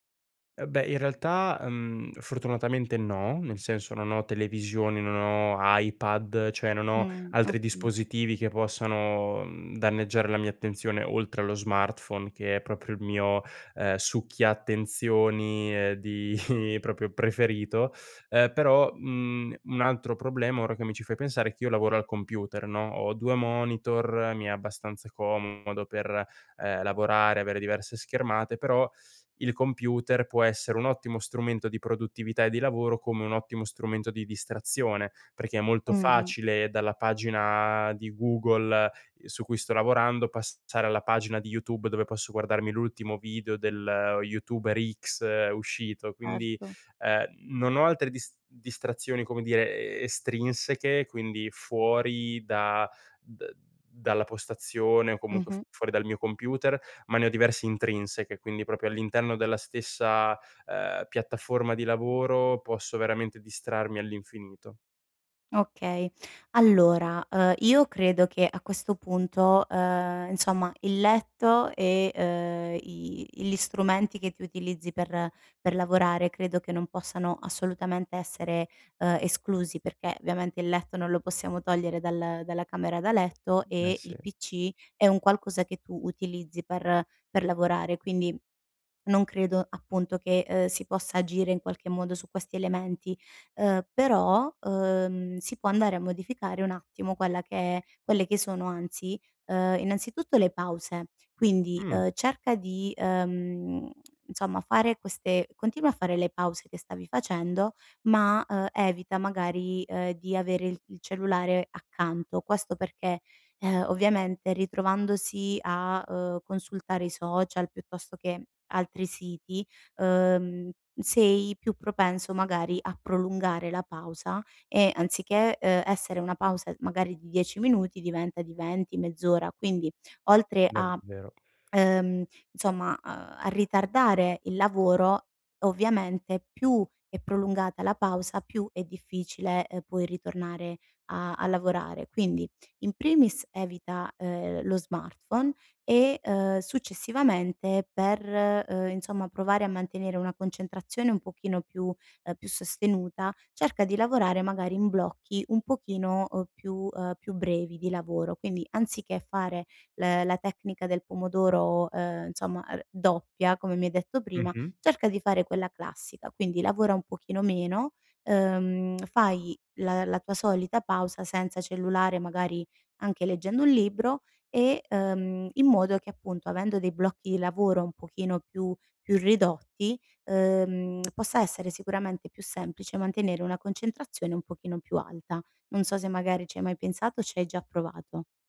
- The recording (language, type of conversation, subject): Italian, advice, Come posso mantenere una concentrazione costante durante le sessioni di lavoro pianificate?
- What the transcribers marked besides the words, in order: "cioè" said as "ceh"; chuckle; "proprio" said as "propio"; "proprio" said as "propio"; tsk; tapping; tsk; tsk